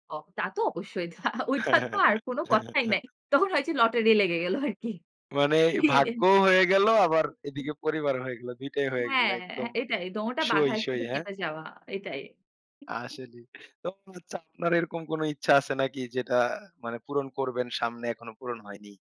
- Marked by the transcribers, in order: laughing while speaking: "ওটা ওইটা তো আর কোনো কথাই নাই"; chuckle; laughing while speaking: "লেগে গেল আরকি এটাই"; other background noise; laughing while speaking: "আসলে তো আপনার এরকম কোনো ইচ্ছা আছে নাকি যেটা মানে"; unintelligible speech; unintelligible speech
- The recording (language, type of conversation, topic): Bengali, podcast, পরিবারের প্রত্যাশার সঙ্গে নিজের ইচ্ছে কীভাবে সামঞ্জস্য করো?